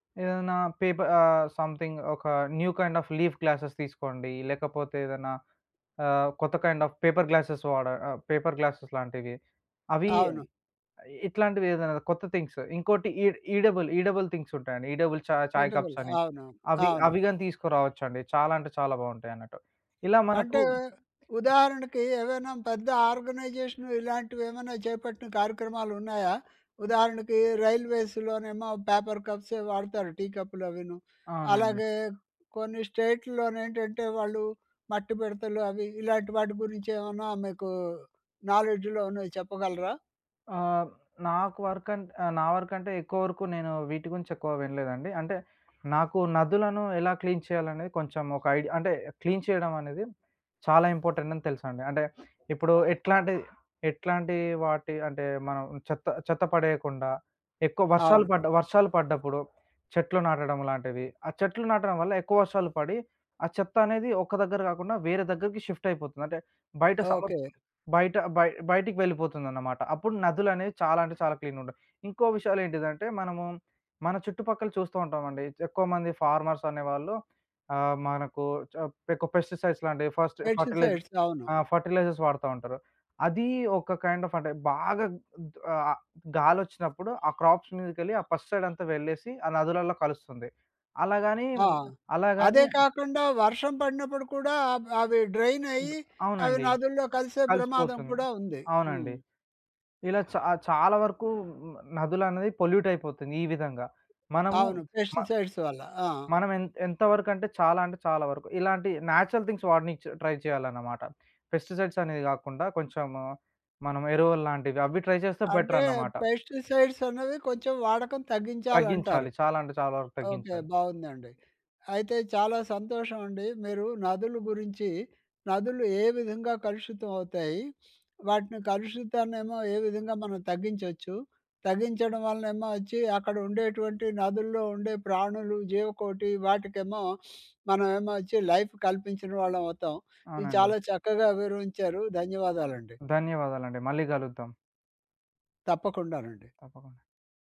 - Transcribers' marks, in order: in English: "సంథింగ్"; in English: "న్యూ కైండ్ ఆఫ్ లీఫ్ గ్లాసెస్"; in English: "కైండ్ ఆఫ్ పేపర్ గ్లాసెస్"; in English: "పేపర్ గ్లాసెస్"; in English: "ఈడబుల్ థింగ్స్"; in English: "ఈడబుల్"; in English: "ఈడబుల్"; other background noise; in English: "ఆర్గనైజేషన్"; in English: "పేపర్"; in English: "నాలెడ్జ్‌లో"; in English: "క్లీన్"; in English: "క్లీన్"; in English: "ఇంపార్టెంట్"; in English: "షిఫ్ట్"; in English: "క్లీన్"; in English: "ఫార్మర్స్"; in English: "పెస్టిసైడ్స్"; in English: "పెస్టిసైడ్స్"; in English: "ఫర్టిలైజ్"; in English: "ఫర్టిలైజర్స్"; in English: "కైండ్ ఆఫ్"; horn; in English: "క్రాప్స్"; in English: "పెస్టిసైడ్"; in English: "డ్రైన్"; in English: "పొల్యూట్"; in English: "పెస్టిసైడ్స్"; in English: "న్యాచురల్ థింగ్స్"; in English: "ట్రై"; in English: "పెస్టిసైడ్స్"; in English: "ట్రై"; in English: "పెస్టిసైడ్స్"; sniff; in English: "లైఫ్"
- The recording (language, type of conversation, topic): Telugu, podcast, నదుల పరిరక్షణలో ప్రజల పాత్రపై మీ అభిప్రాయం ఏమిటి?